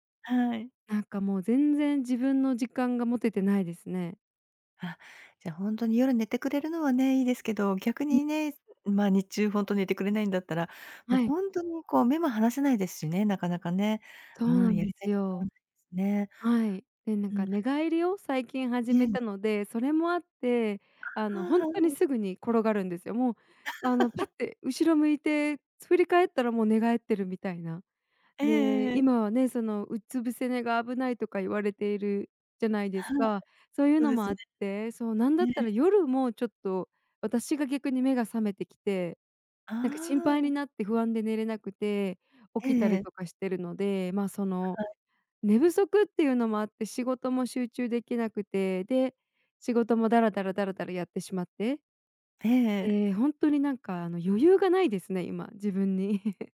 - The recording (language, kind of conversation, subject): Japanese, advice, 家事や育児で自分の時間が持てないことについて、どのように感じていますか？
- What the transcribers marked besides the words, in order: laugh; other background noise; chuckle